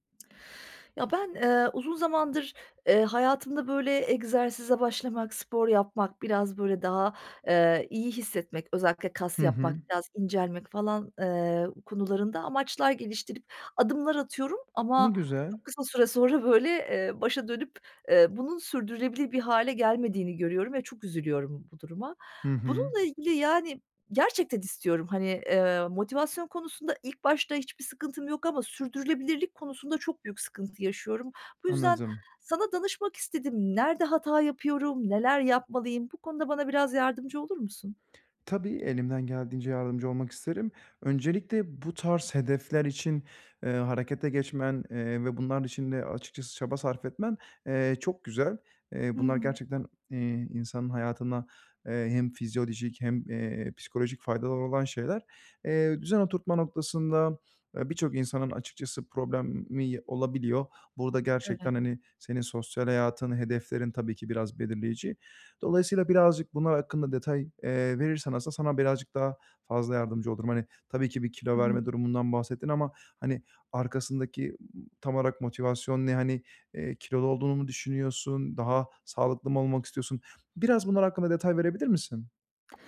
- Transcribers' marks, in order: "problemi" said as "problemmi"; tapping
- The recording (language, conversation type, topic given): Turkish, advice, Motivasyonumu nasıl uzun süre koruyup düzenli egzersizi alışkanlığa dönüştürebilirim?